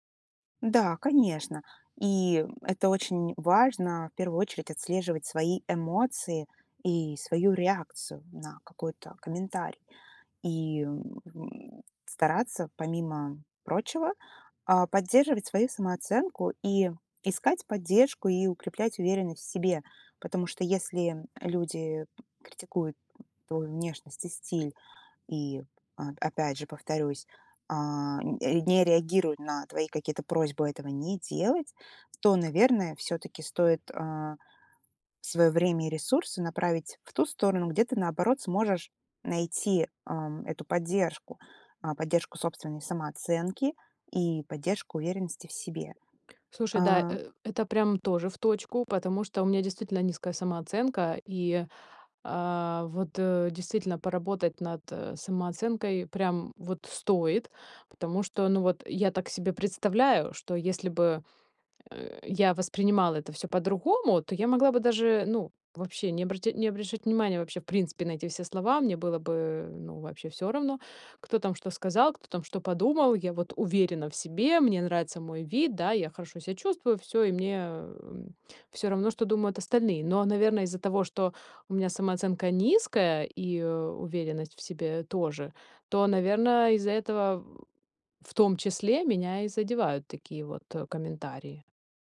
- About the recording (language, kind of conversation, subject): Russian, advice, Как реагировать на критику вашей внешности или стиля со стороны родственников и знакомых?
- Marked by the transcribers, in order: none